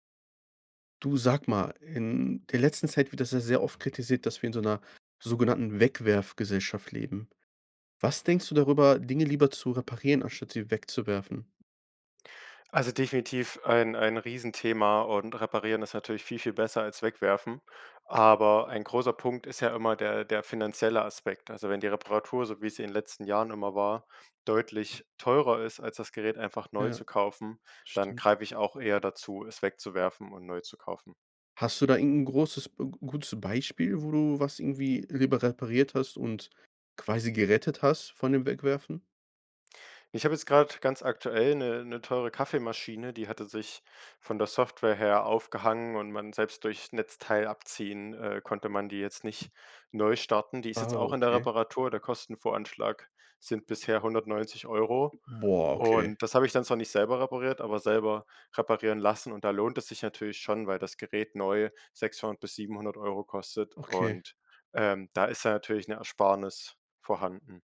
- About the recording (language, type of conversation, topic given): German, podcast, Was hältst du davon, Dinge zu reparieren, statt sie wegzuwerfen?
- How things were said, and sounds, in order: none